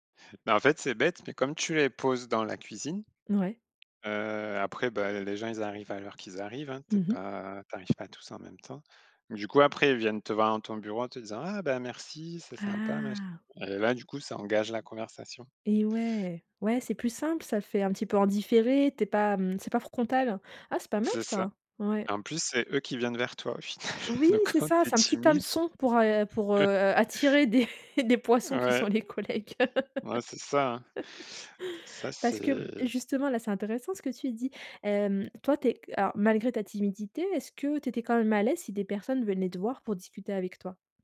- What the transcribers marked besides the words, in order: laughing while speaking: "au final. Donc quand"; chuckle; tapping; chuckle; laughing while speaking: "sont les collègues"; laugh
- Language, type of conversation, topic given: French, podcast, Comment surmonter sa timidité pour faire des rencontres ?